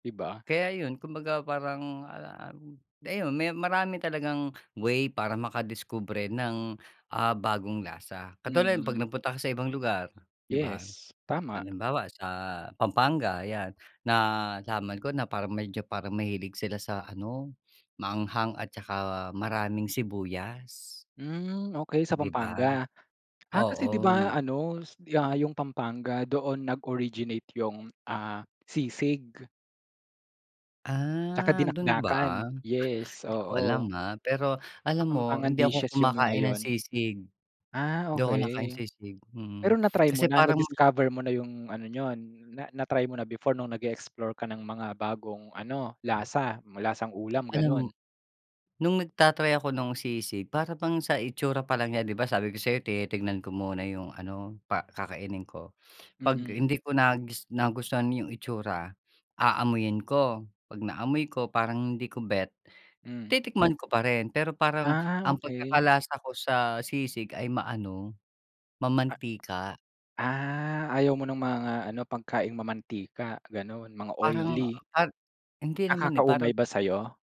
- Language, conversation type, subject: Filipino, podcast, Ano ang paborito mong paraan para tuklasin ang mga bagong lasa?
- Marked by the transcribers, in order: tapping; chuckle; "niyo" said as "niyon"; other background noise